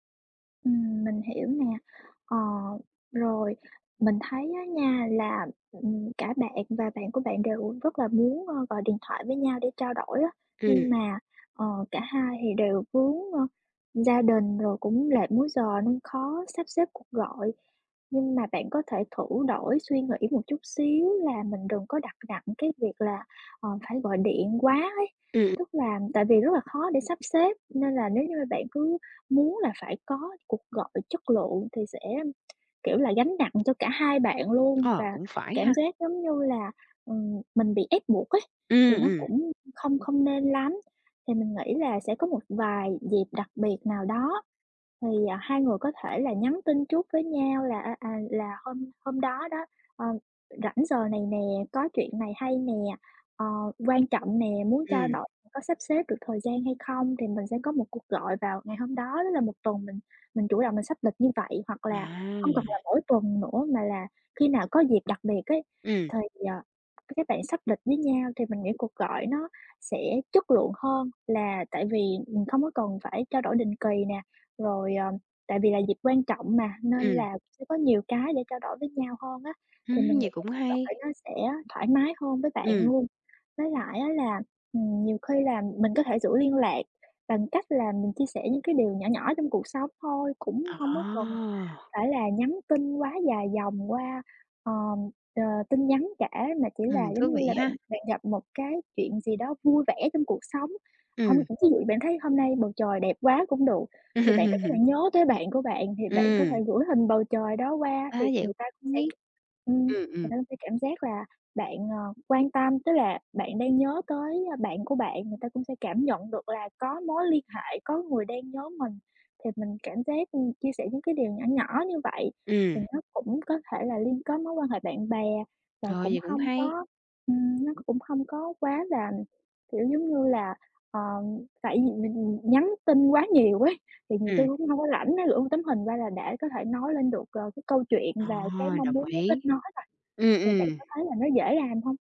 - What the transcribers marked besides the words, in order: other background noise; tapping; drawn out: "À!"; chuckle; unintelligible speech
- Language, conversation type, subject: Vietnamese, advice, Làm sao để giữ liên lạc với bạn bè lâu dài?